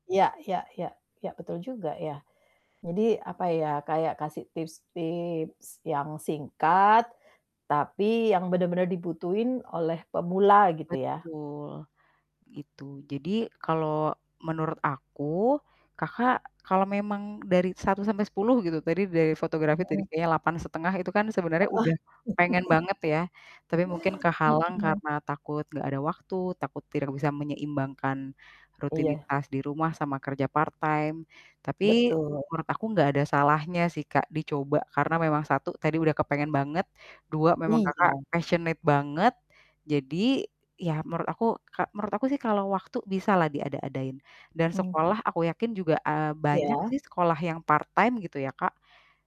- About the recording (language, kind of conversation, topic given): Indonesian, advice, Bagaimana saya bisa mulai mencoba hal baru tanpa takut gagal?
- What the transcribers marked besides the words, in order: distorted speech; laugh; in English: "part time"; in English: "passionate"; tapping; in English: "part time"